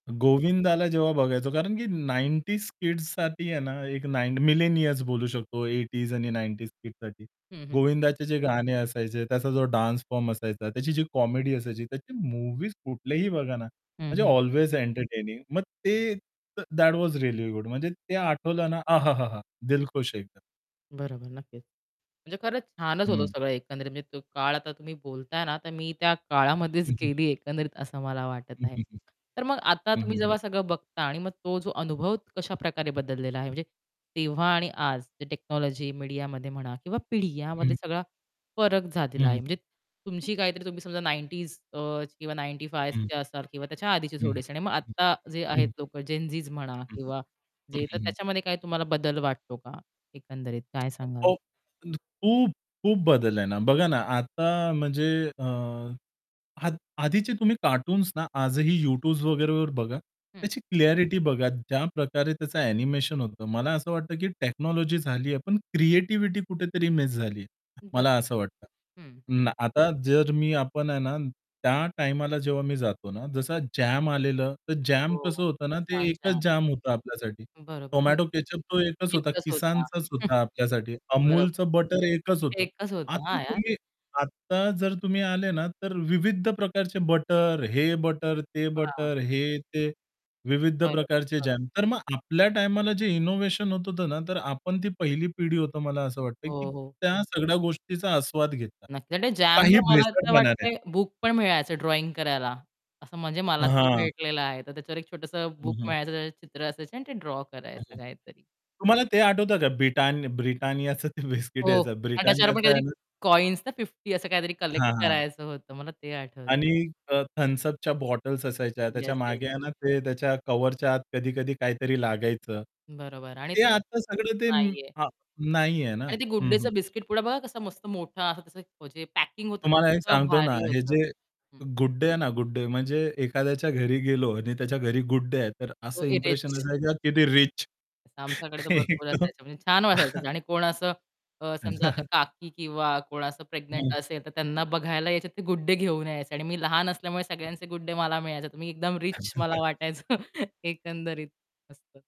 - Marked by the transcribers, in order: in English: "नाइंटीज किड्स"; in English: "नाइन मिलेनियर्स"; in English: "एटीज"; in English: "नाइंटीज किड्स"; static; in English: "डान्स फॉर्म"; in English: "कॉमेडी"; tapping; in English: "अल्वेज एंटरटेनिंग"; other background noise; in English: "दॅट वॉज रिअली गुड"; laughing while speaking: "काळामध्येच गेली एकंदरीत असं मला वाटत आहे"; mechanical hum; in English: "टेक्नॉलॉजी"; distorted speech; unintelligible speech; in English: "क्लॅरिटी"; in English: "टेक्नॉलॉजी"; chuckle; in English: "इनोव्हेशन"; unintelligible speech; laughing while speaking: "ते बिस्किट यायचा"; in English: "फिफ्टी"; unintelligible speech; horn; chuckle; chuckle; in English: "रिच"; laughing while speaking: "वाटायचं"
- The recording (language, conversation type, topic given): Marathi, podcast, तुमच्या पॉप संस्कृतीतली सर्वात ठळक आठवण कोणती आहे?